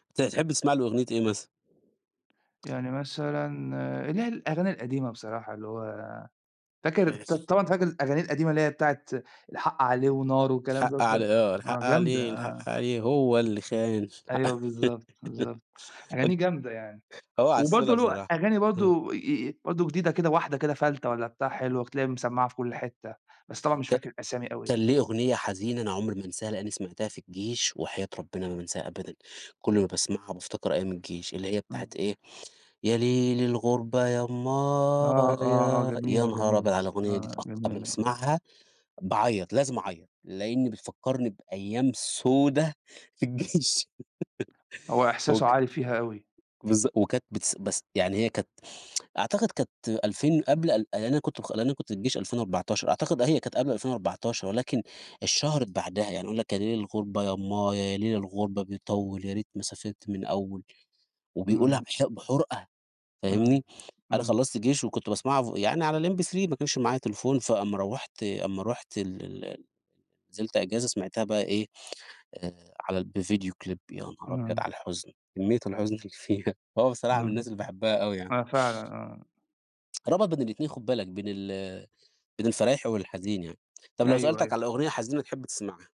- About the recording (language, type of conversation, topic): Arabic, unstructured, إيه هي الأغنية اللي بتفكّرك بلحظة سعيدة؟
- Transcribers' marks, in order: tapping; unintelligible speech; singing: "الحق عليه الحق عليه هو اللي خان"; laugh; singing: "يا لِيل الغُربة يا امآيا"; laughing while speaking: "في الجيش"; laugh; tsk; in English: "الMP3"; in English: "بفيديو كليب"